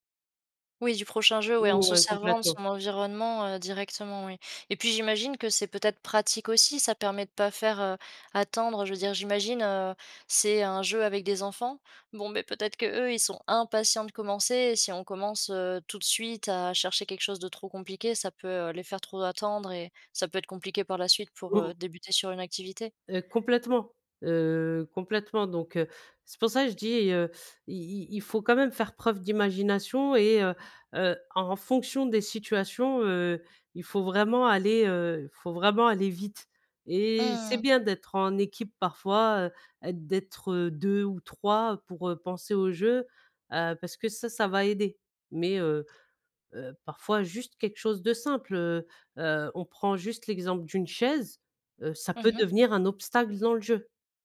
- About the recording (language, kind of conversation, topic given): French, podcast, Comment fais-tu pour inventer des jeux avec peu de moyens ?
- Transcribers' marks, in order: other background noise